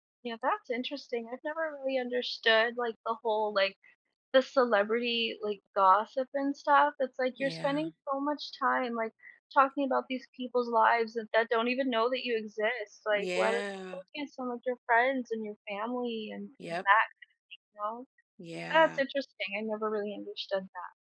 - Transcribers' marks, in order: none
- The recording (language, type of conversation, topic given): English, unstructured, How do your experiences shape the way you form new friendships over time?